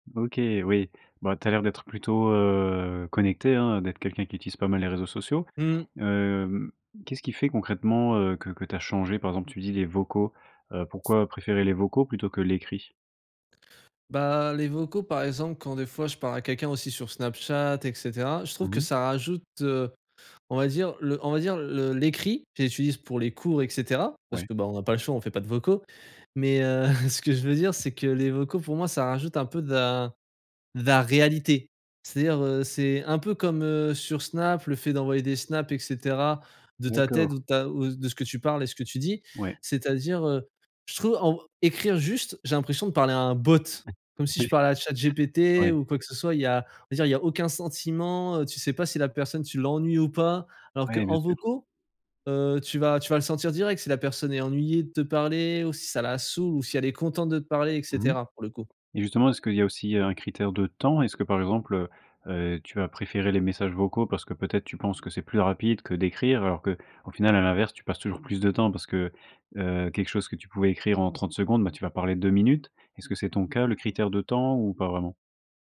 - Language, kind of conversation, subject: French, podcast, Comment les réseaux sociaux ont-ils changé ta façon de parler ?
- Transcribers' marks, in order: drawn out: "heu"; other background noise; unintelligible speech; chuckle; tapping; stressed: "bot"; laugh